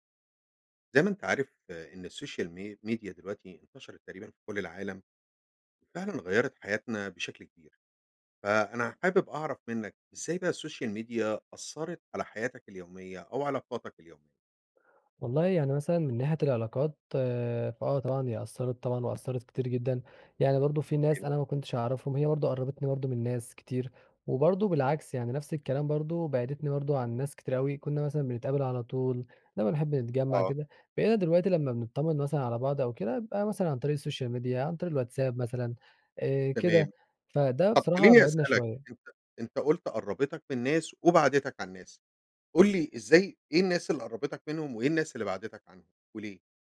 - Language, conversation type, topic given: Arabic, podcast, إزاي السوشيال ميديا أثّرت على علاقاتك اليومية؟
- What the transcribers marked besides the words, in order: in English: "السوشيال م ميديا"; in English: "السوشيال ميديا"; tapping; in English: "السوشيال ميديا"